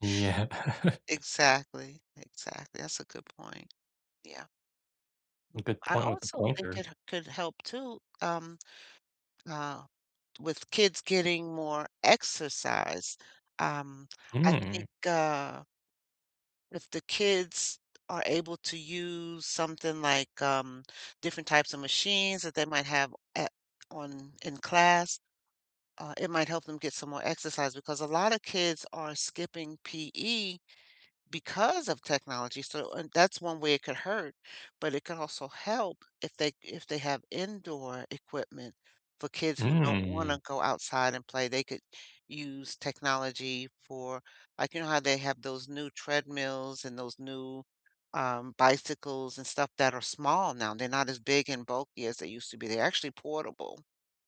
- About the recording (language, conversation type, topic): English, unstructured, Can technology help education more than it hurts it?
- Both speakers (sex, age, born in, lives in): female, 60-64, United States, United States; male, 25-29, United States, United States
- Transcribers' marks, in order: laughing while speaking: "Yeah"; tapping; other background noise; stressed: "because"